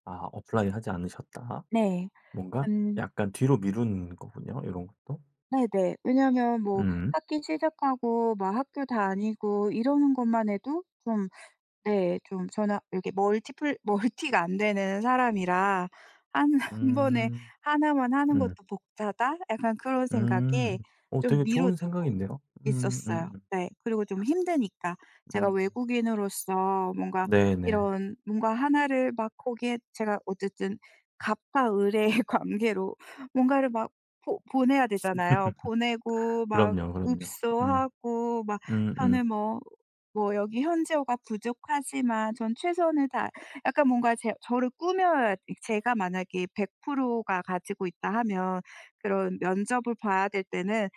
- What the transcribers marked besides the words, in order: in English: "apply하지"; laughing while speaking: "한 -"; tapping; other background noise; laughing while speaking: "을의 관계로"; laugh
- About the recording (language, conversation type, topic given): Korean, advice, 중요한 일을 자꾸 미루는 습관이 있으신가요?